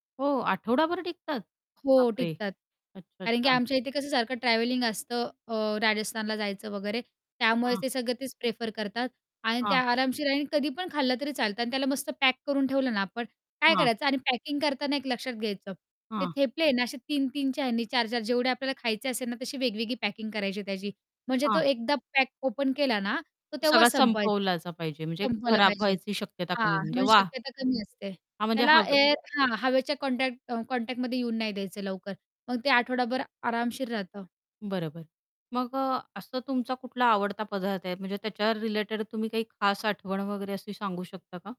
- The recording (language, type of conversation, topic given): Marathi, podcast, उरलेलं/कालचं अन्न दुसऱ्या दिवशी अगदी ताजं आणि नव्या चवीचं कसं करता?
- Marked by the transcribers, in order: other background noise; in English: "ओपन"; distorted speech; in English: "कॉन्टॅक्ट कॉन्टॅक्टमध्ये"